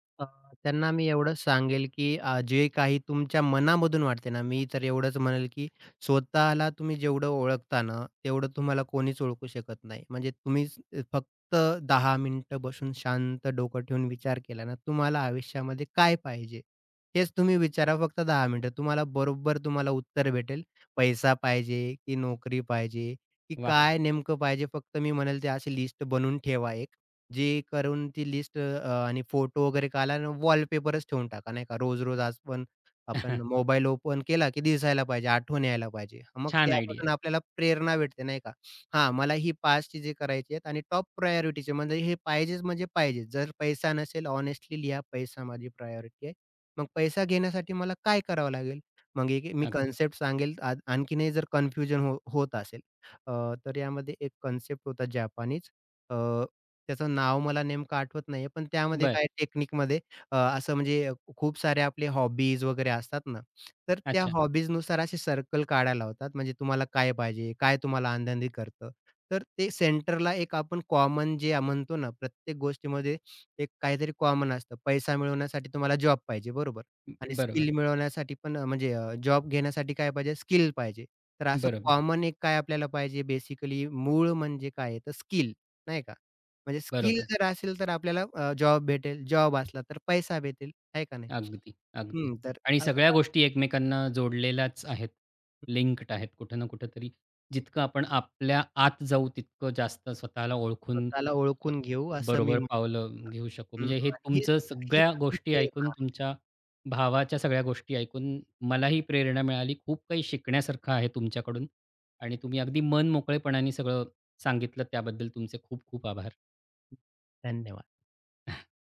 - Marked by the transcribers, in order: tapping; other background noise; in English: "ओपन"; chuckle; in English: "आयडिया"; in English: "टॉप प्रायोरिटीची"; in English: "प्रायोरिटी"; unintelligible speech; unintelligible speech; in English: "हॉबीज"; in English: "हॉबीजनुसार"; in English: "बेसिकली"; other noise
- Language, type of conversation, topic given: Marathi, podcast, प्रेरणा टिकवण्यासाठी काय करायचं?